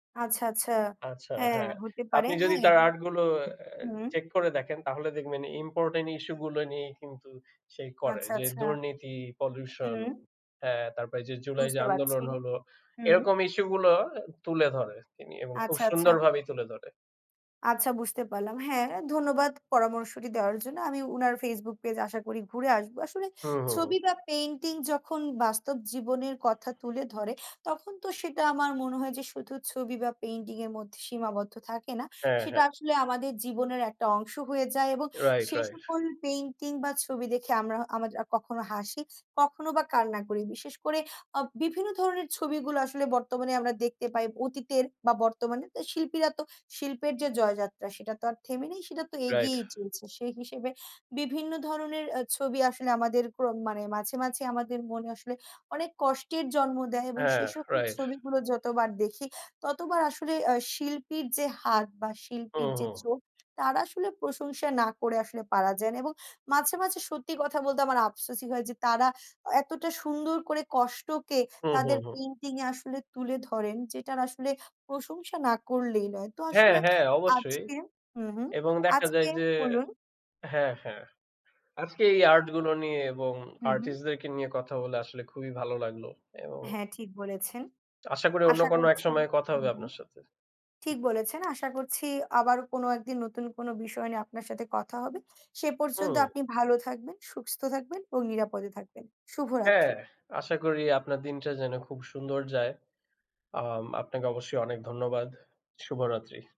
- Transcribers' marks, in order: tapping
- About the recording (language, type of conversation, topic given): Bengali, unstructured, কোনো ছবি বা চিত্রকর্ম দেখে আপনি কি কখনো অঝোরে কেঁদেছেন?